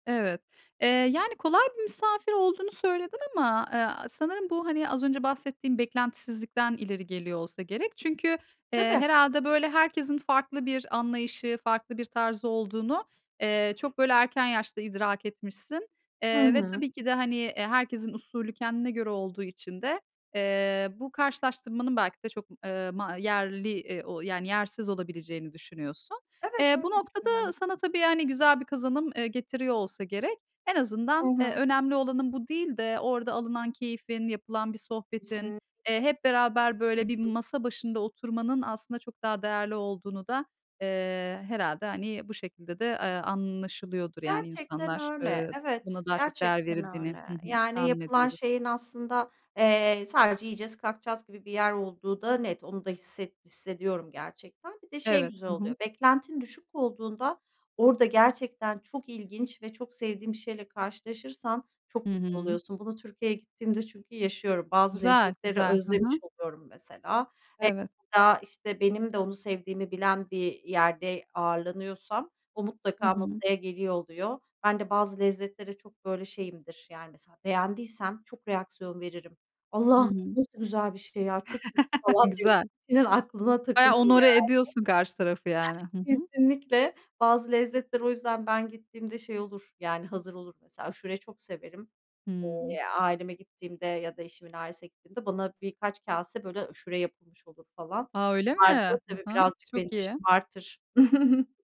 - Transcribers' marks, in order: other background noise; unintelligible speech; chuckle; unintelligible speech; in French: "honorer"; chuckle
- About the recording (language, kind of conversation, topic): Turkish, podcast, Misafir ağırlarken nelere dikkat edersin, örnek verebilir misin?